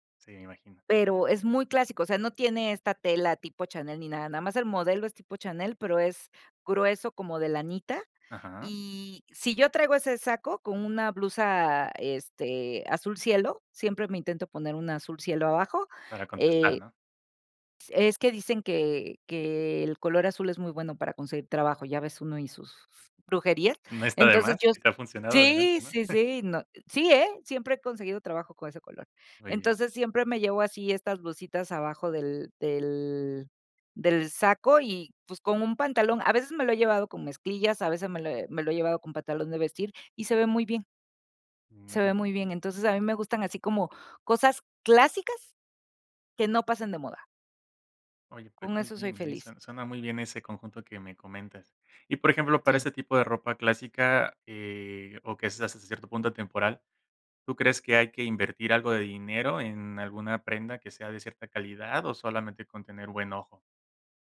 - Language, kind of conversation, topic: Spanish, podcast, ¿Tienes prendas que usas según tu estado de ánimo?
- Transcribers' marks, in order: chuckle